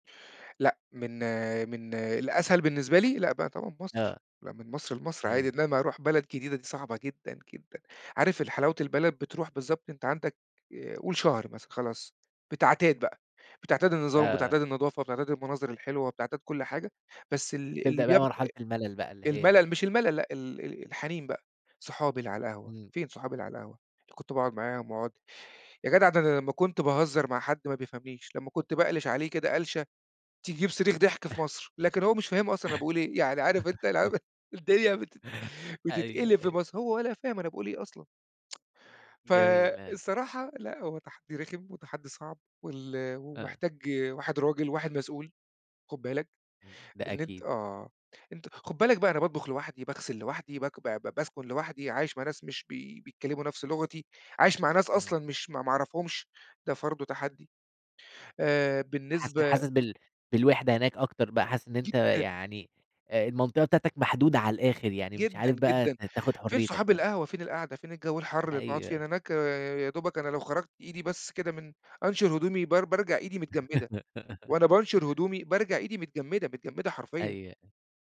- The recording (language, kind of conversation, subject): Arabic, podcast, ازاي ظبطت ميزانيتك في فترة انتقالك؟
- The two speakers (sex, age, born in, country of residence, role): male, 20-24, Egypt, Egypt, host; male, 40-44, Egypt, Portugal, guest
- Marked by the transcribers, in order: laugh; laugh; laughing while speaking: "أنت العمل الدنيا بت"; laugh; tsk; other background noise; laugh